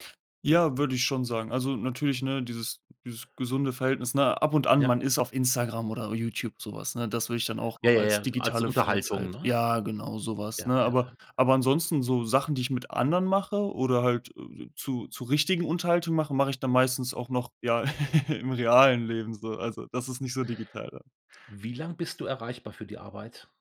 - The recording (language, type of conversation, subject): German, podcast, Wie setzt du digital klare Grenzen zwischen Arbeit und Freizeit?
- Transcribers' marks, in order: chuckle